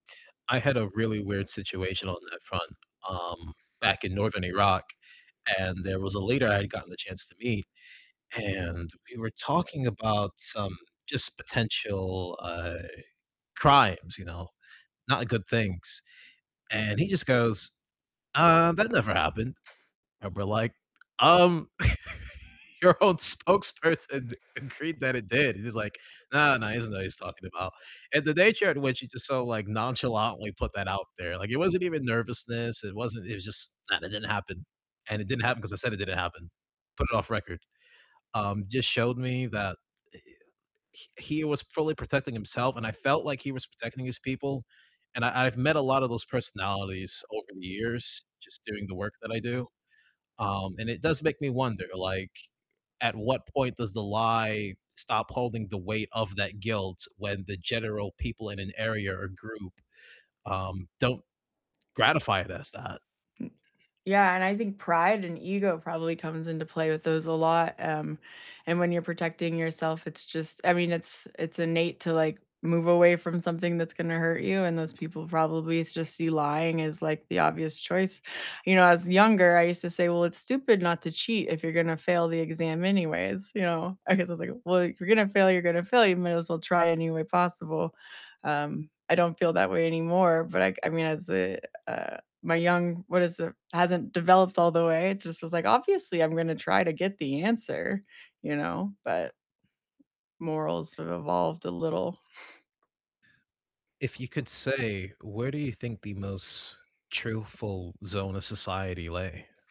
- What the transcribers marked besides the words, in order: distorted speech; tapping; laugh; laughing while speaking: "your own spokesperson agreed that it did"; other background noise; scoff
- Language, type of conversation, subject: English, unstructured, Is it ever okay to lie to protect someone?
- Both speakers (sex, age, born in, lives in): female, 35-39, United States, United States; male, 20-24, United States, United States